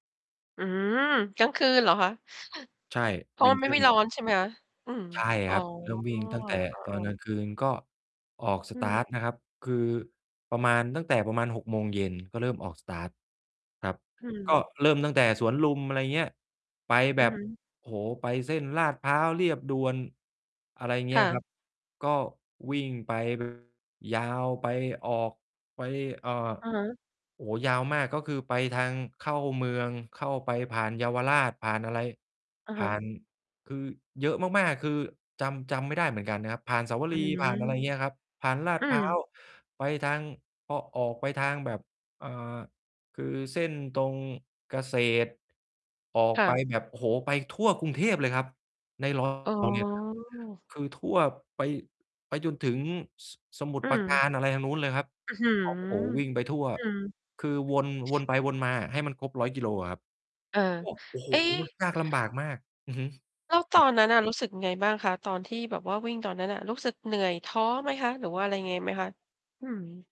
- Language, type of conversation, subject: Thai, podcast, มีกิจวัตรดูแลสุขภาพอะไรบ้างที่ทำแล้วชีวิตคุณเปลี่ยนไปอย่างเห็นได้ชัด?
- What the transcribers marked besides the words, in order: distorted speech; in English: "winter run"; static; in English: "สตาร์ต"; in English: "สตาร์ต"; mechanical hum